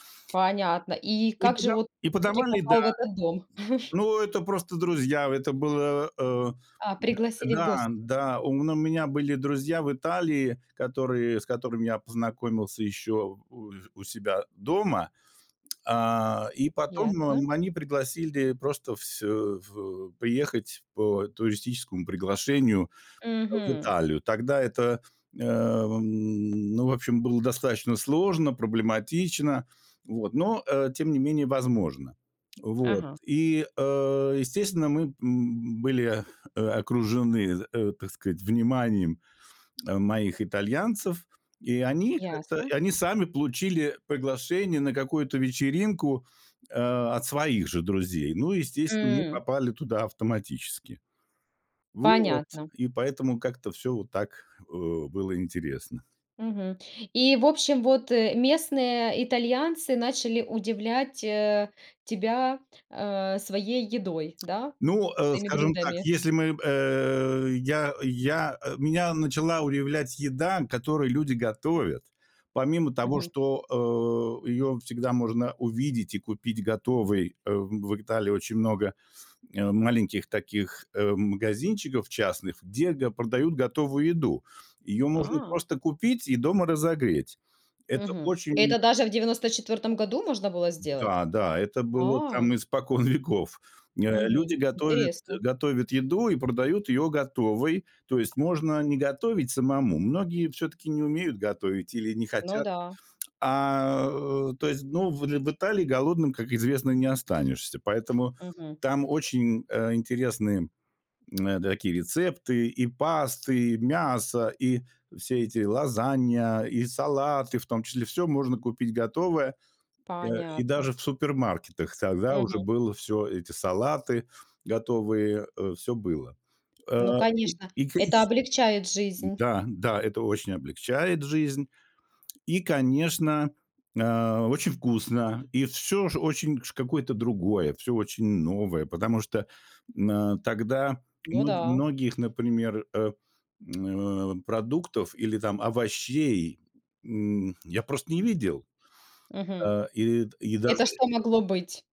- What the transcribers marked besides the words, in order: chuckle; tapping; laughing while speaking: "испокон"; other background noise
- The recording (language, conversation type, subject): Russian, podcast, Какая еда за границей удивила тебя больше всего и почему?